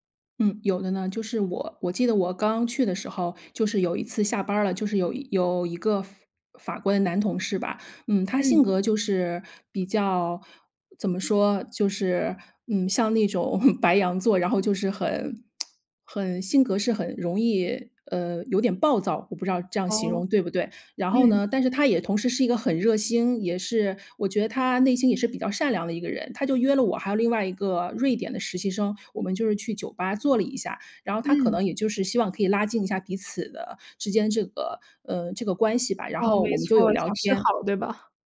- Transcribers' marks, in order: chuckle; lip smack
- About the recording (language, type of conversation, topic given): Chinese, podcast, 你如何在适应新文化的同时保持自我？